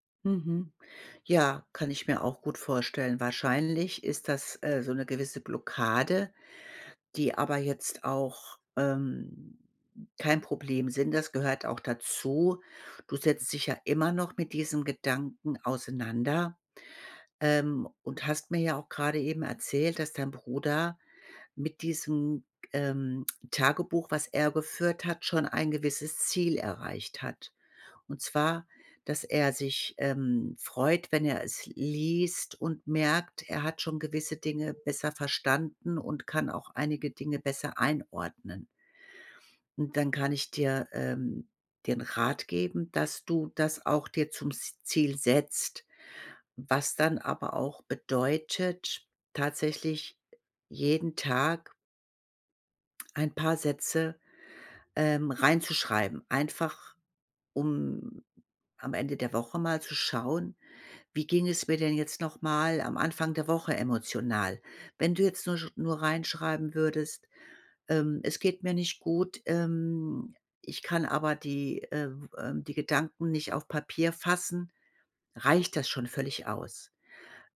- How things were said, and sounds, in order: unintelligible speech; alarm; other background noise
- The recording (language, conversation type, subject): German, advice, Wie kann mir ein Tagebuch beim Reflektieren helfen?